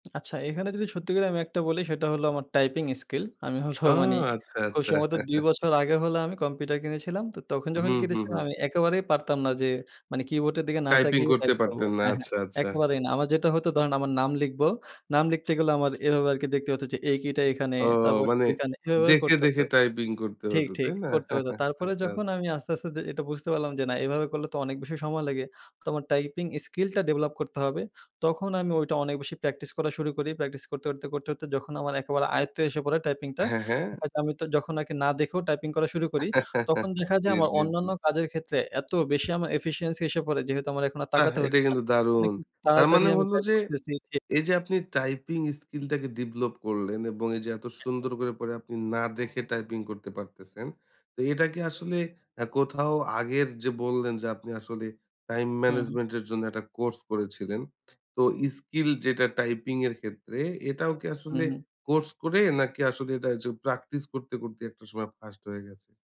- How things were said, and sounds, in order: chuckle; laugh; tapping; in English: "এফিসিয়েন্সি"; "ডিভলপ" said as "ডেভেলপ"; in English: "টাইম ম্যানেজমেন্ট"
- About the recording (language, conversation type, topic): Bengali, podcast, নতুন দক্ষতা শেখা কীভাবে কাজকে আরও আনন্দদায়ক করে তোলে?